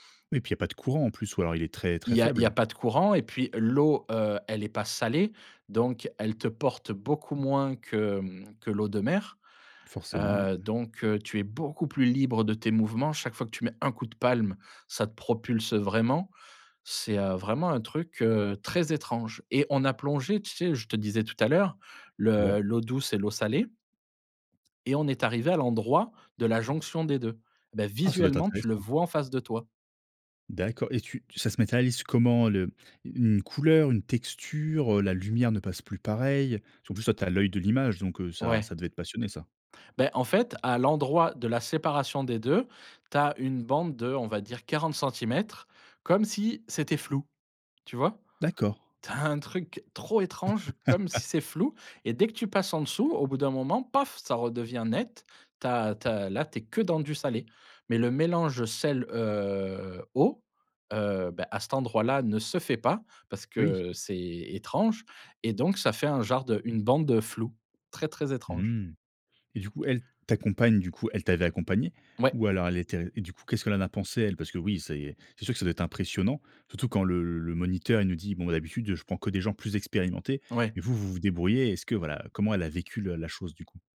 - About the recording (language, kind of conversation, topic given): French, podcast, Quel voyage t’a réservé une surprise dont tu te souviens encore ?
- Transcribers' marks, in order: stressed: "visuellement"; other background noise; laugh